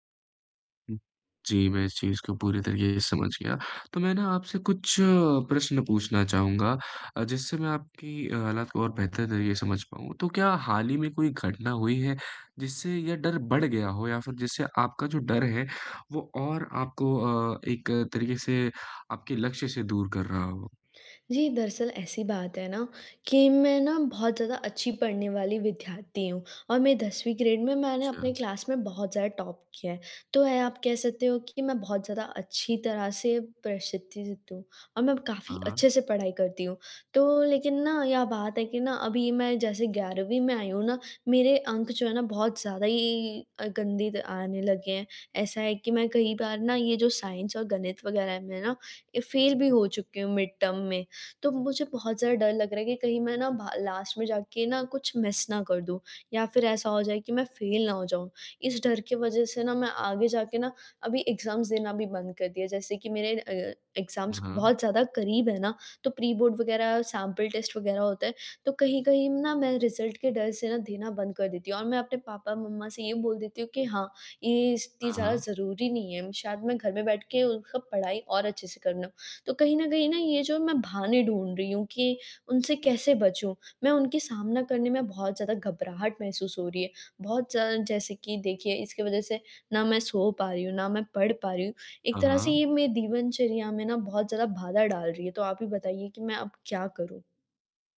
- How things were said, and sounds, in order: other background noise; in English: "ग्रेड"; in English: "क्लास"; in English: "टॉप"; in English: "साइंस"; in English: "मिड टर्म"; in English: "लास्ट"; in English: "मिस"; in English: "एग्जाम"; in English: "एग्जाम्स"; in English: "सैंपल टेस्ट"; in English: "रिजल्ट"; "दिनचर्या" said as "दिवनचर्या"
- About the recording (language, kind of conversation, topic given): Hindi, advice, असफलता के डर को दूर करके मैं आगे बढ़ते हुए कैसे सीख सकता/सकती हूँ?
- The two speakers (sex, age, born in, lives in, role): female, 18-19, India, India, user; male, 25-29, India, India, advisor